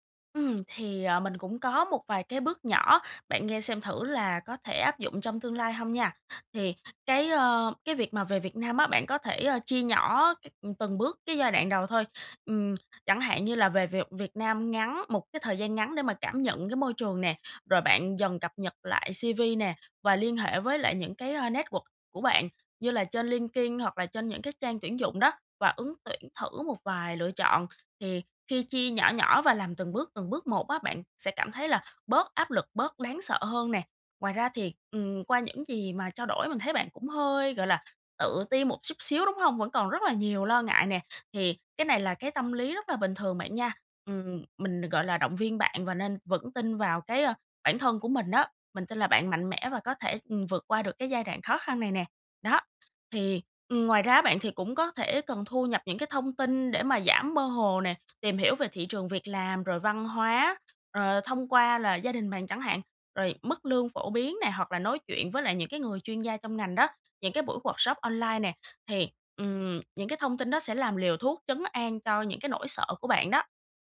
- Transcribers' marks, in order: tapping; in English: "C-V"; in English: "network"; other background noise; in English: "workshop"
- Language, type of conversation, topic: Vietnamese, advice, Làm thế nào để vượt qua nỗi sợ khi phải đưa ra những quyết định lớn trong đời?